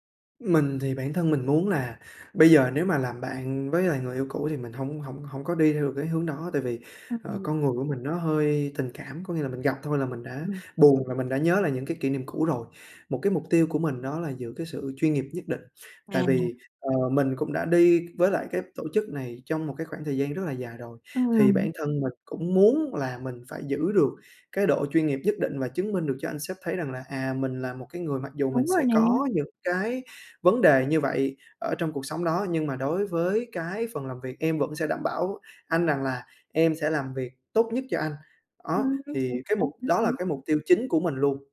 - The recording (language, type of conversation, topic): Vietnamese, advice, Làm sao để tiếp tục làm việc chuyên nghiệp khi phải gặp người yêu cũ ở nơi làm việc?
- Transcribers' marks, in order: tapping; unintelligible speech; background speech